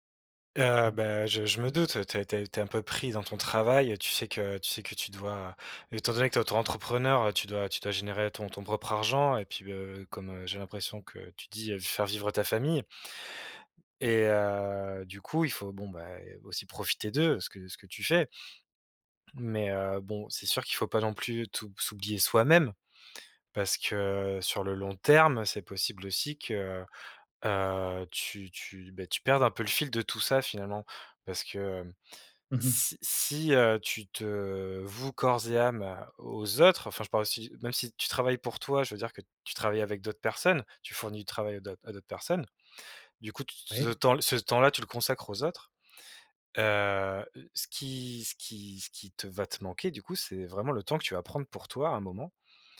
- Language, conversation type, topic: French, advice, Comment votre mode de vie chargé vous empêche-t-il de faire des pauses et de prendre soin de vous ?
- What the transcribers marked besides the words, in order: unintelligible speech